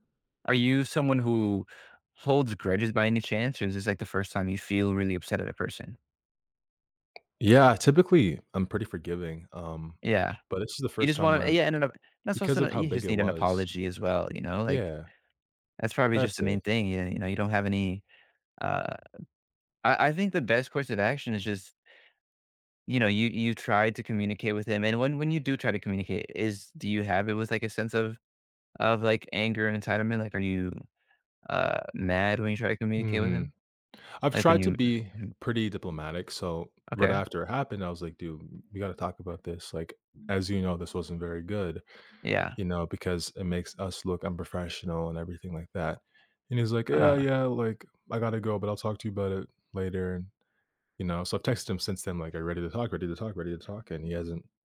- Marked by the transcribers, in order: tapping; other background noise
- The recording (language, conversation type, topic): English, advice, How can I talk to someone close to me about feeling let down and decide what comes next?
- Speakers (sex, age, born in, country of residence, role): male, 18-19, Canada, United States, user; male, 20-24, Puerto Rico, United States, advisor